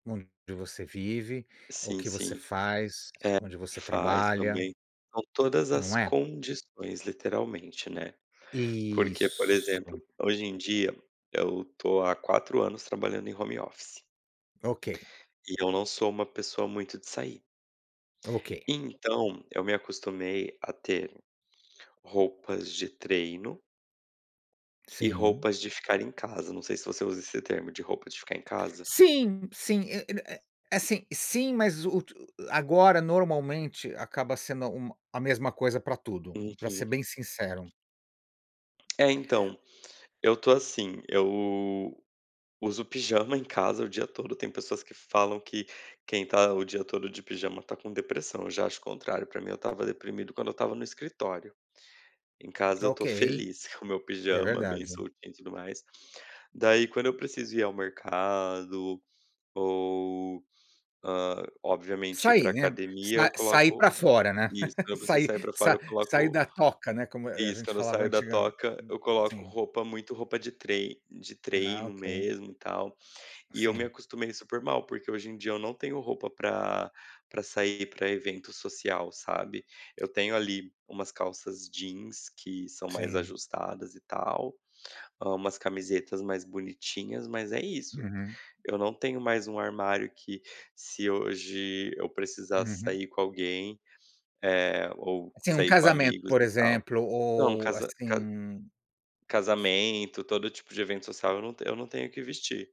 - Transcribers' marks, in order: in English: "home office"; tapping; laugh
- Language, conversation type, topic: Portuguese, unstructured, Como você escolhe suas roupas para um dia relaxante?